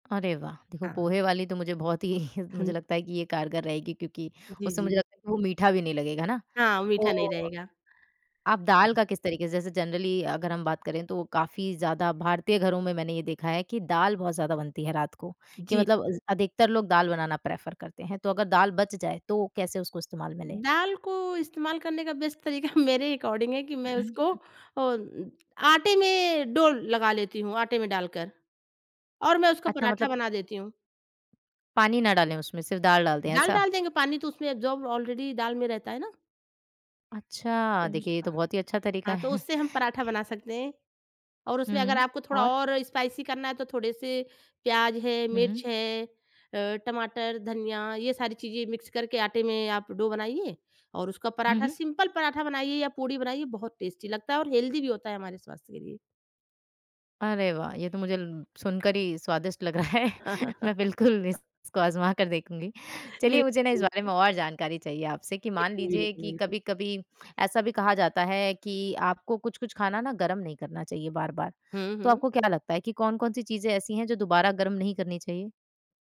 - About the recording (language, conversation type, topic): Hindi, podcast, बचे हुए खाने को आप किस तरह नए व्यंजन में बदलते हैं?
- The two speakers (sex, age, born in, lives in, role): female, 20-24, India, India, host; female, 30-34, India, India, guest
- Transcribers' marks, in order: laughing while speaking: "बहुत ही"; in English: "जनरली"; in English: "प्रेफर"; in English: "बेस्ट"; chuckle; in English: "अकॉर्डिंग"; tapping; in English: "डो"; in English: "एब्ज़ॉर्ब ऑलरेडी"; chuckle; other background noise; in English: "स्पाइसी"; in English: "मिक्स"; in English: "डो"; in English: "सिम्पल"; in English: "टेस्टी"; in English: "हेल्दी"; laughing while speaking: "रहा है। मैं बिल्कुल इस इसको आजमा कर देखूँगी"; chuckle; unintelligible speech